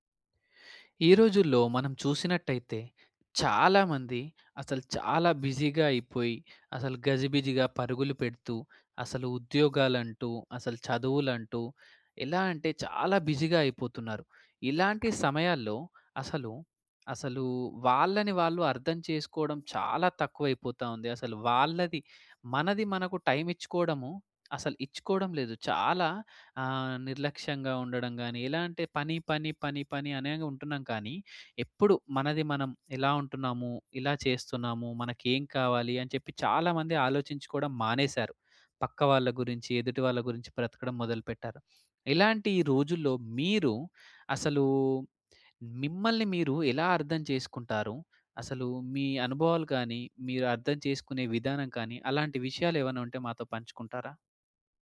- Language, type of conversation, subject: Telugu, podcast, నువ్వు నిన్ను ఎలా అర్థం చేసుకుంటావు?
- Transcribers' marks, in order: in English: "బిజీగా"; in English: "బిజీగా"; other background noise